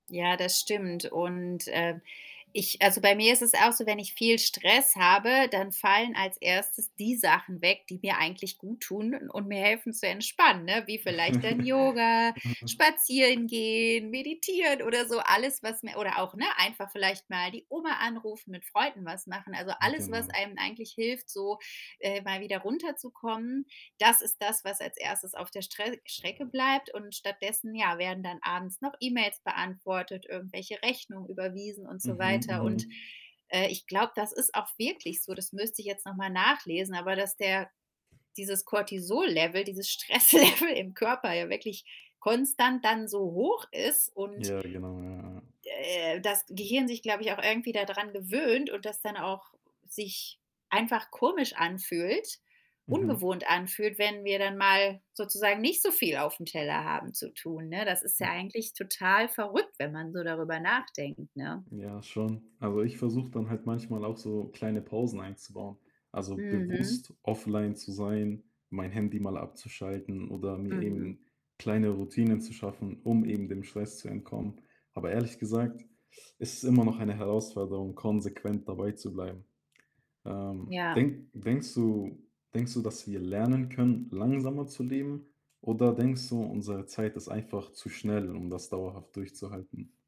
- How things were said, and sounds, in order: other background noise; chuckle; distorted speech; background speech; laughing while speaking: "Stresslevel"
- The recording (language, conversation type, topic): German, unstructured, Findest du, dass Stress im Alltag zu sehr normalisiert wird?